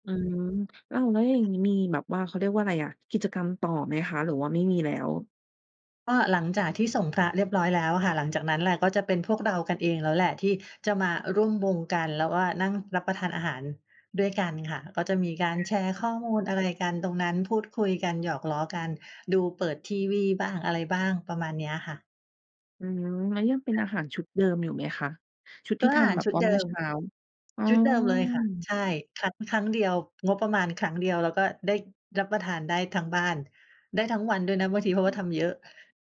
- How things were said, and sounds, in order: other background noise
- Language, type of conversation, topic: Thai, podcast, คุณเคยทำบุญด้วยการถวายอาหาร หรือร่วมงานบุญที่มีการจัดสำรับอาหารบ้างไหม?